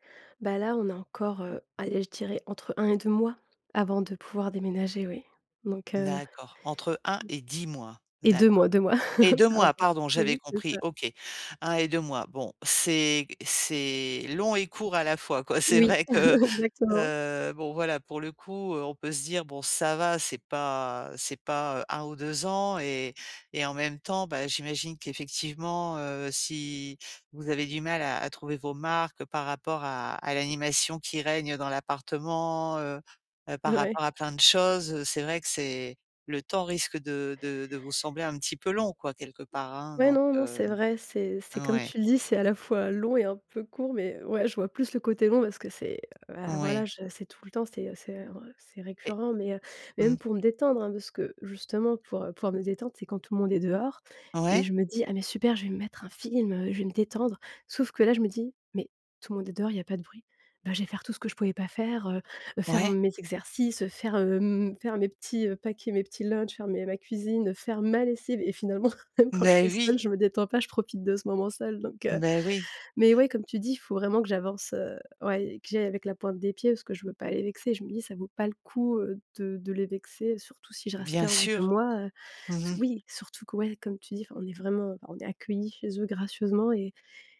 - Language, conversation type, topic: French, advice, Comment puis-je me détendre à la maison quand je n’y arrive pas ?
- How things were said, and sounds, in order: other noise; chuckle; laughing while speaking: "c'est vrai que"; laugh; in English: "lunch"; chuckle